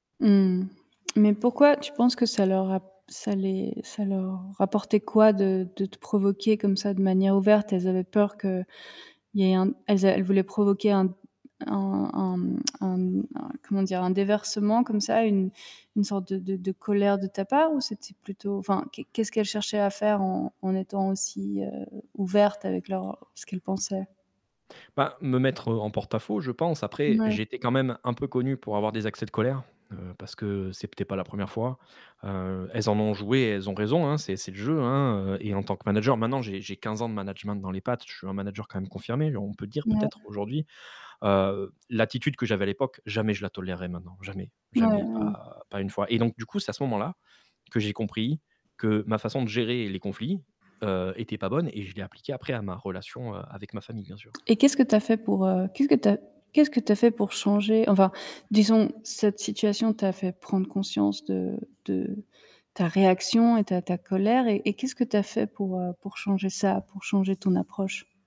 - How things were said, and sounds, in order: static; tsk; distorted speech; "c'était" said as "c'éptait"; other background noise
- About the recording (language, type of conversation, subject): French, podcast, Comment gères-tu les disputes entre les membres de ta famille ?